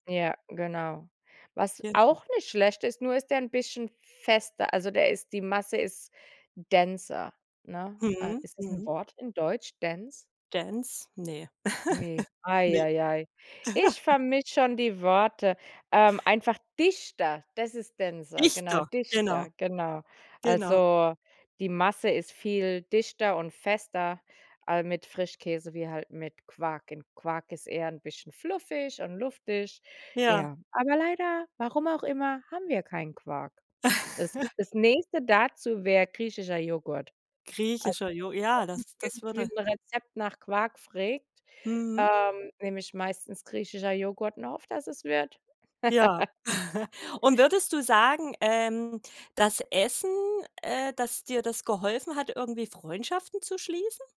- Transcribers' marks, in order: in English: "denser"; stressed: "denser"; in English: "Dense?"; in English: "Dense?"; laugh; stressed: "dichter"; in English: "denser"; laugh; laugh
- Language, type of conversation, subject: German, podcast, Welche Rolle spielt Essen bei deiner kulturellen Anpassung?